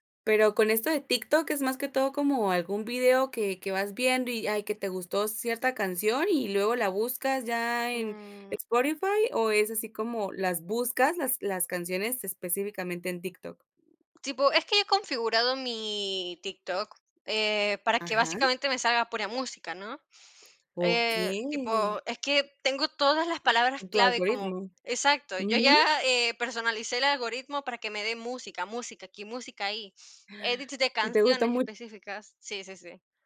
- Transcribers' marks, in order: tapping
- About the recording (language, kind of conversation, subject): Spanish, podcast, ¿Cómo sueles descubrir música que te gusta hoy en día?